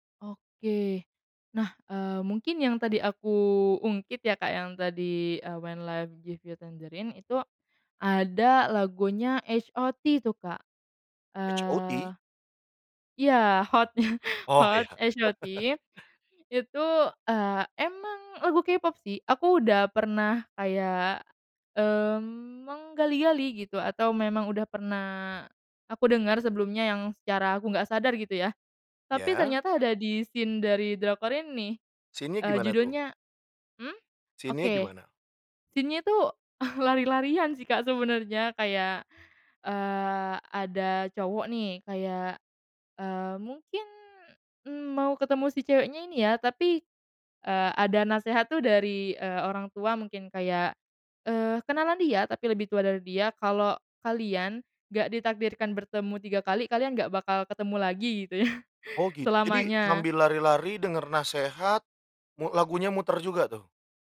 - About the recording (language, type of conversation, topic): Indonesian, podcast, Bagaimana soundtrack memengaruhi pengalaman nontonmu?
- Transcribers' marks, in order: in English: "hot, hot"; chuckle; chuckle; in English: "scene"; in English: "Scene-nya"; in English: "scene-nya"; chuckle; in English: "Scene-nya"; laughing while speaking: "ya"